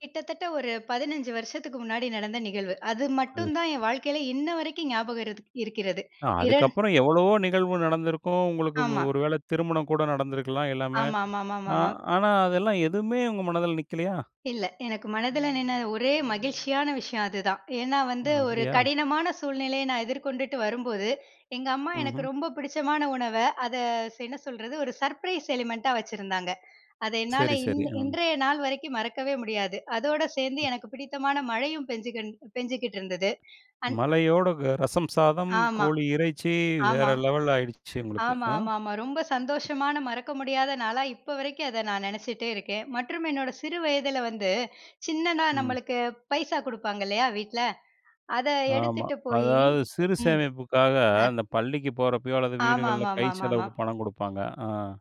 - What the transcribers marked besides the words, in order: other background noise; other noise; inhale; in English: "சர்ப்ரைஸ் எலிமெண்டா"; inhale; inhale; in English: "லெவல்"
- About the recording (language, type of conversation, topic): Tamil, podcast, கடுமையான நாளுக்குப் பிறகு உடலையும் மனதையும் ஆறவைக்கும் உணவு எது?